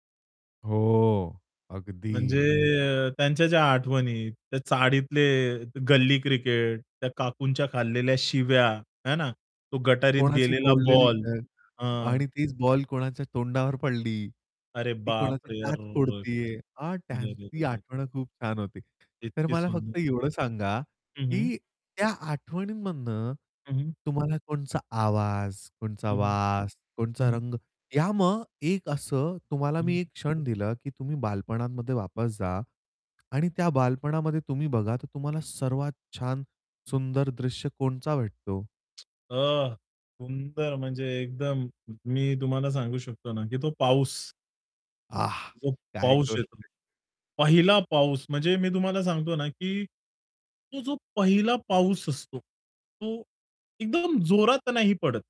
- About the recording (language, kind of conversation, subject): Marathi, podcast, बालपणीची तुमची सर्वात जिवंत आठवण कोणती आहे?
- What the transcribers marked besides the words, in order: static; distorted speech; tapping; other background noise